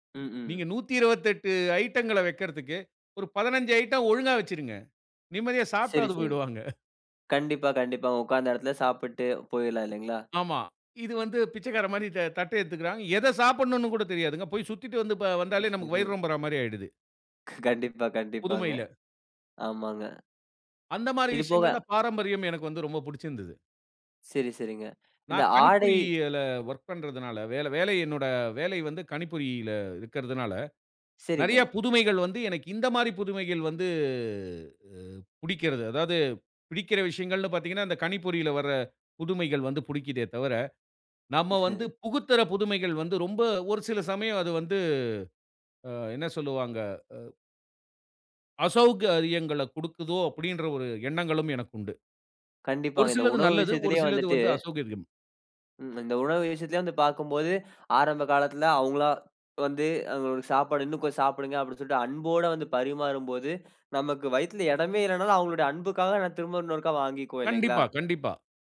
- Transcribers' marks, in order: in English: "ஐட்டங்கள"; chuckle; unintelligible speech; in English: "ஒர்க்"; laugh
- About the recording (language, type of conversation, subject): Tamil, podcast, பாரம்பரியம் மற்றும் புதுமை இடையே நீ எவ்வாறு சமநிலையை பெறுவாய்?
- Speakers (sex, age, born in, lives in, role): male, 20-24, India, India, host; male, 45-49, India, India, guest